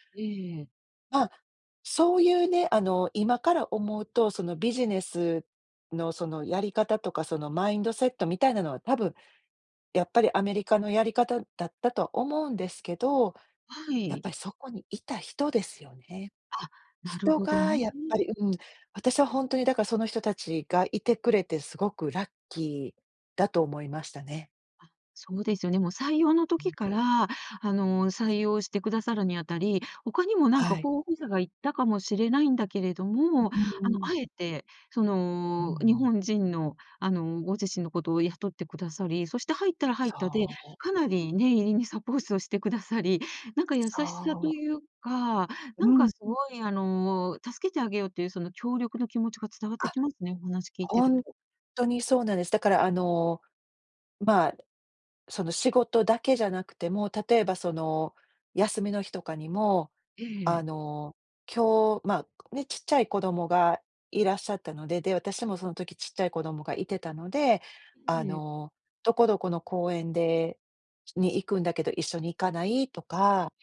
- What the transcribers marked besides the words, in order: "サポート" said as "サポーソ"
- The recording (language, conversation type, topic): Japanese, podcast, 支えになった人やコミュニティはありますか？
- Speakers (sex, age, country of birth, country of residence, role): female, 50-54, Japan, United States, guest; female, 60-64, Japan, Japan, host